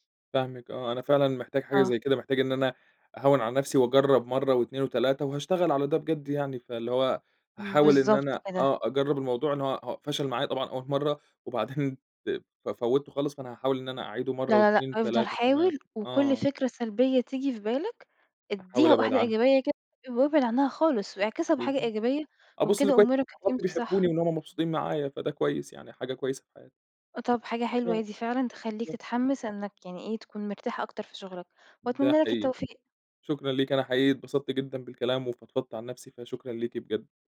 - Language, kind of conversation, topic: Arabic, advice, ليه بيبقى صعب عليك تاخد فترات راحة منتظمة خلال الشغل؟
- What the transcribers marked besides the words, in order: tapping